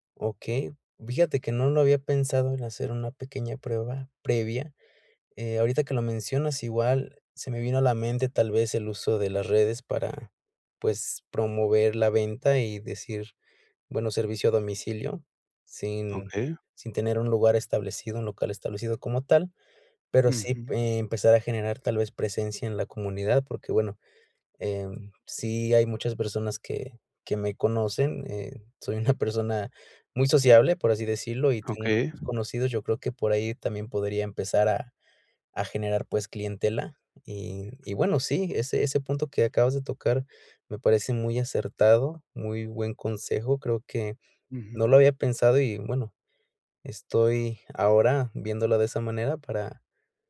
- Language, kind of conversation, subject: Spanish, advice, Miedo al fracaso y a tomar riesgos
- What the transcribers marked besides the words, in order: laughing while speaking: "persona"